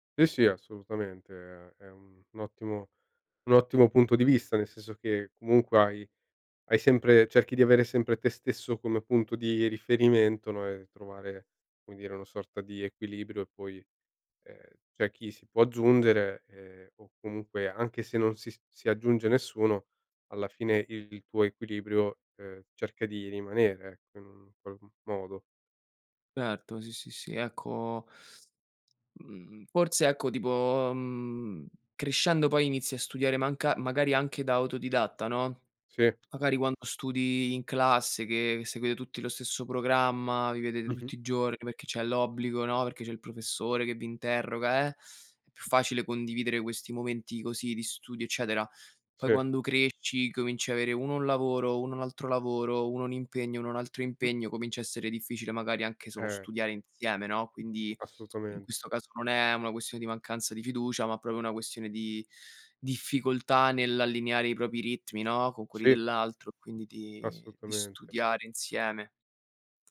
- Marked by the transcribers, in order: "Assolutamente" said as "assoutamente"; "proprio" said as "propio"; "Assolutamente" said as "assoutamente"; tapping
- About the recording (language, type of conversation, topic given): Italian, podcast, Quali piccoli gesti quotidiani aiutano a creare fiducia?